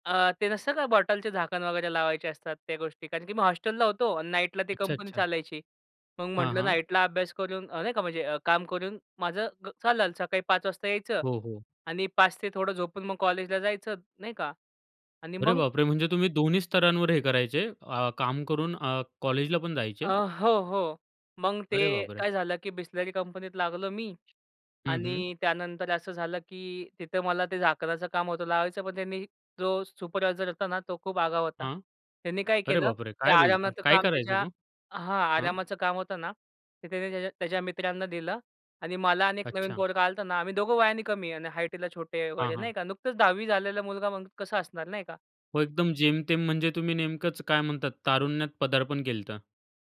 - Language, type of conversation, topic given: Marathi, podcast, पहिली नोकरी लागल्यानंतर तुम्हाला काय वाटलं?
- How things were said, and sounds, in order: other background noise; surprised: "अरे बापरे! म्हणजे तुम्ही दोन्ही … कॉलेजला पण जायचे?"; surprised: "अरे बापरे!"; surprised: "अरे बापरे! काय बोलता?"